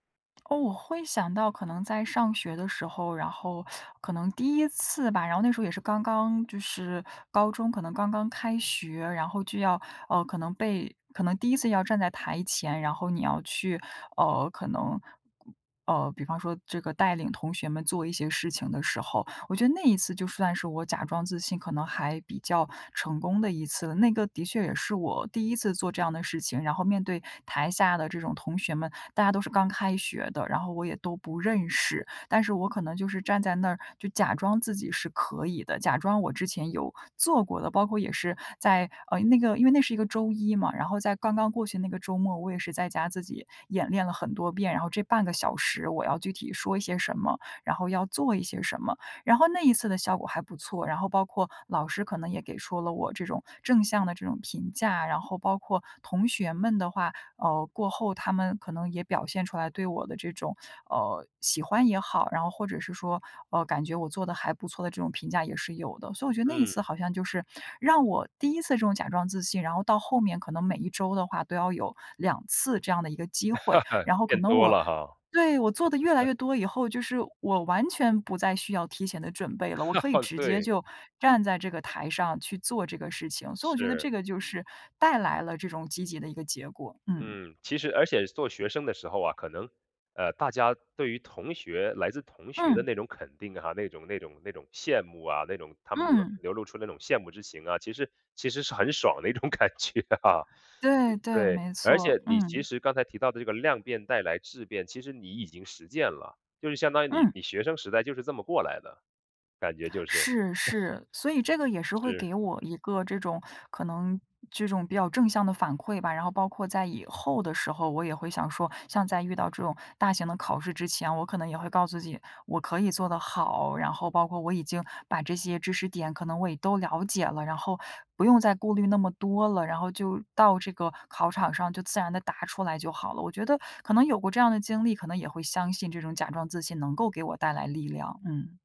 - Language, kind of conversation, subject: Chinese, podcast, 你有没有用过“假装自信”的方法？效果如何？
- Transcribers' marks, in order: teeth sucking; other background noise; chuckle; chuckle; laughing while speaking: "一种感觉啊"; chuckle